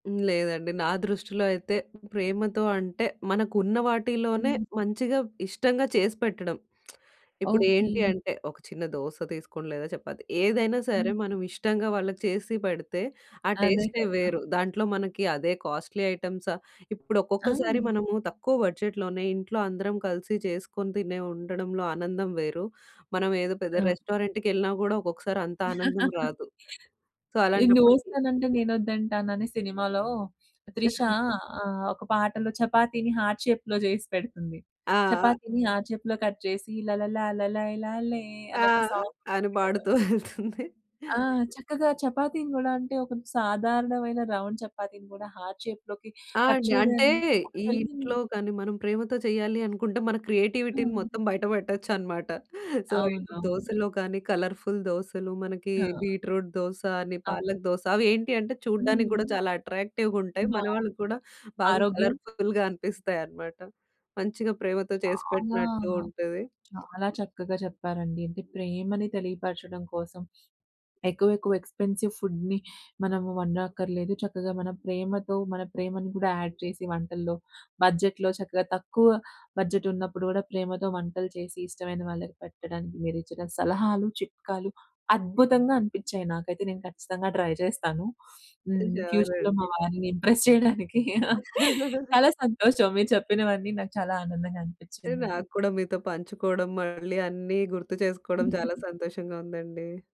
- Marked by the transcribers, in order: lip smack; in English: "కాస్ట్‌లీ ఐటెమ్స"; in English: "బడ్జెట్లోనే"; other noise; laugh; in English: "సో"; in English: "హార్ట్ షేప్‌లో"; in English: "హార్ట్ షేప్‌లో కట్"; humming a tune; in English: "సాంగ్"; laughing while speaking: "పాడుతూ ఎళ్తుంది"; in English: "రౌండ్"; in English: "హార్ట్ షేప్‌లోకి కట్"; tapping; unintelligible speech; in English: "క్రియేటివిటీని"; in English: "సో"; in English: "కలర్‌ఫుల్"; in Hindi: "పాలక్"; in English: "అట్రాక్టివ్"; in English: "కలర్‌ఫుల్‌గా"; other background noise; in English: "ఎక్స్‌పెన్సివ్ ఫుడ్‌ని"; in English: "యాడ్"; in English: "బడ్జెట్‌లో"; in English: "బడ్జెట్"; in English: "ట్రై"; sniff; in English: "ఫ్యూచర్‌లో"; in English: "షూర్"; in English: "ఇంప్రెస్"; laugh
- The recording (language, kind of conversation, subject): Telugu, podcast, బడ్జెట్ తక్కువగా ఉన్నప్పుడు కూడా ప్రేమతో వండడానికి మీరు ఏ సలహా ఇస్తారు?